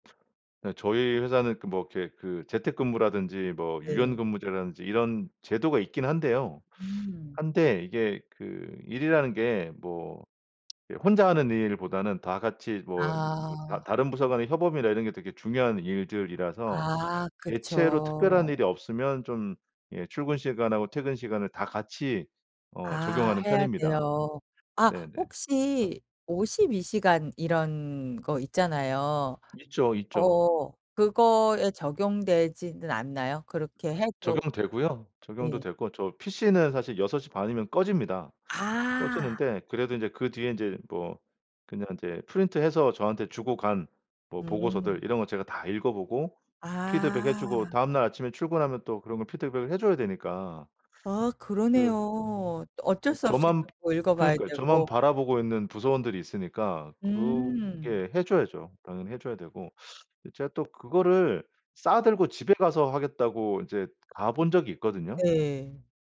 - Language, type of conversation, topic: Korean, advice, 직장 일정 때문에 가족과 보내는 시간을 자주 희생하게 되는 상황을 설명해 주실 수 있나요?
- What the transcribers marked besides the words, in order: other noise; tsk; other background noise